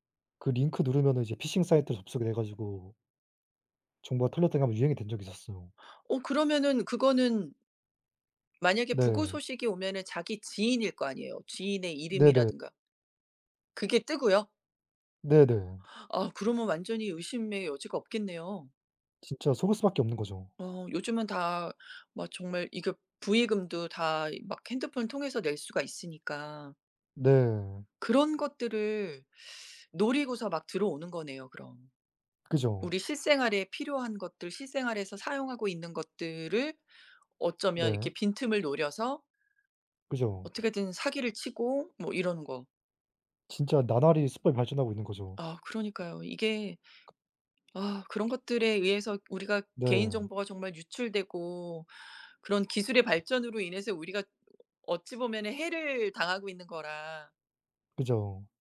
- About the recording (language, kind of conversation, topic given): Korean, unstructured, 기술 발전으로 개인정보가 위험해질까요?
- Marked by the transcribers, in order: tapping; other background noise; unintelligible speech